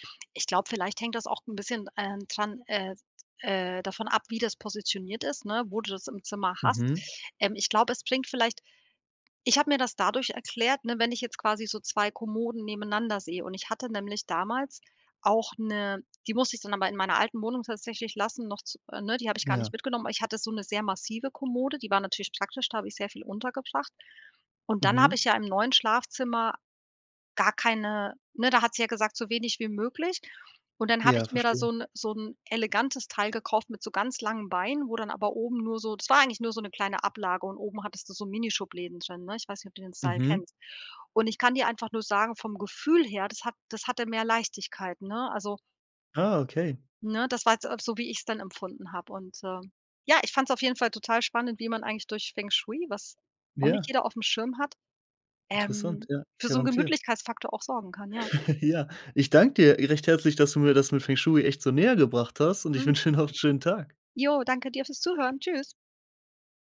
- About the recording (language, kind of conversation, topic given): German, podcast, Was machst du, um dein Zuhause gemütlicher zu machen?
- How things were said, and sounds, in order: chuckle; unintelligible speech; laughing while speaking: "noch"